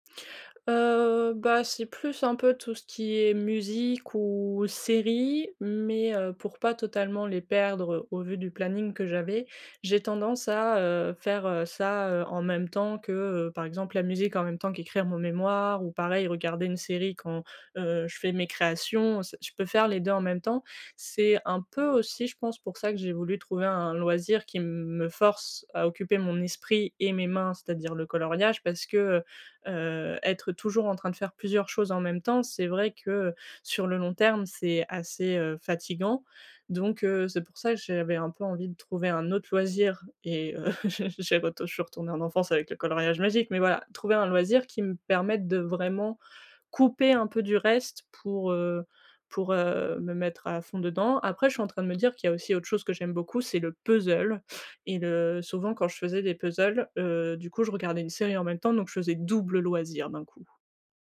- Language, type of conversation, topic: French, advice, Comment trouver du temps pour développer mes loisirs ?
- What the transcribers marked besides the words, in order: other background noise; laughing while speaking: "heu, j'ai j'ai retou"; stressed: "puzzle"; stressed: "double"